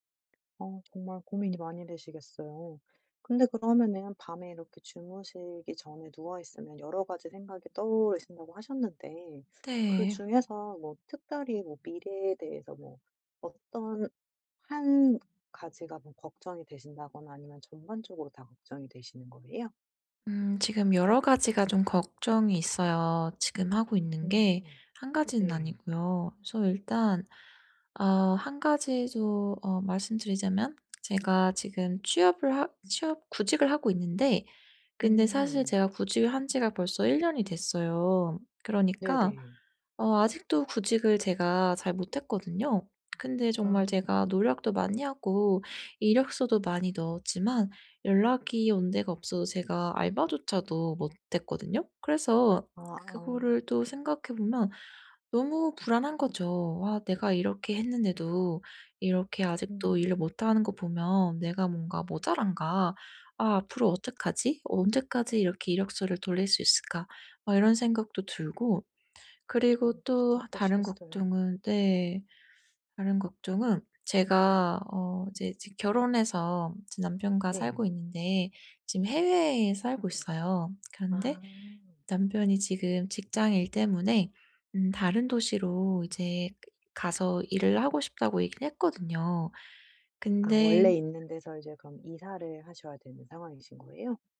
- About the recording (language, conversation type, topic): Korean, advice, 미래가 불확실해서 걱정이 많을 때, 일상에서 걱정을 줄일 수 있는 방법은 무엇인가요?
- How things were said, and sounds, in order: tapping; other background noise